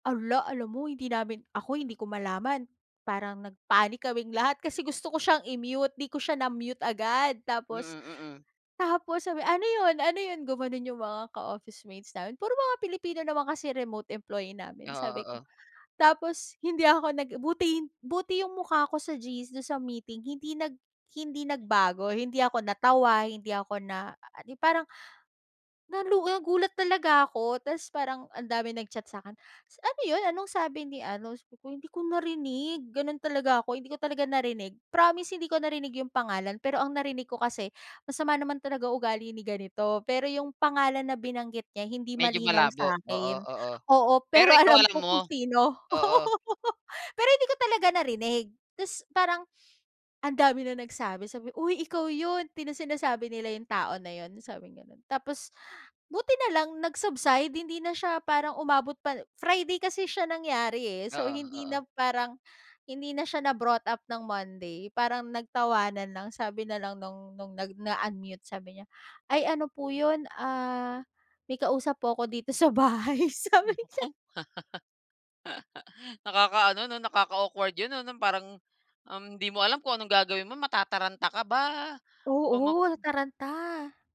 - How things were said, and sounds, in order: unintelligible speech; gasp; laughing while speaking: "pero alam ko kung sino"; laugh; gasp; laughing while speaking: "sa bahay"; laugh
- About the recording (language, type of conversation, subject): Filipino, podcast, Ano ang masasabi mo tungkol sa epekto ng mga panggrupong usapan at pakikipag-chat sa paggamit mo ng oras?